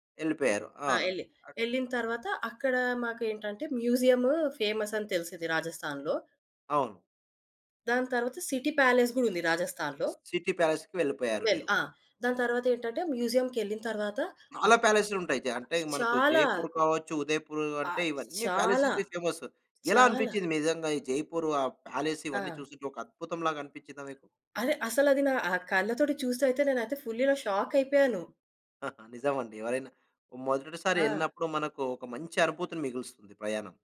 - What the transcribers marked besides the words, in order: in English: "సిటీ ప్యాలెస్"; in English: "సిటీ ప్యాలెస్‌కి"; in English: "ఫేమస్"; in English: "ప్యాలెస్"; giggle
- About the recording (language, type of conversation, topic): Telugu, podcast, మీకు ఇప్పటికీ గుర్తుండిపోయిన ఒక ప్రయాణం గురించి చెప్పగలరా?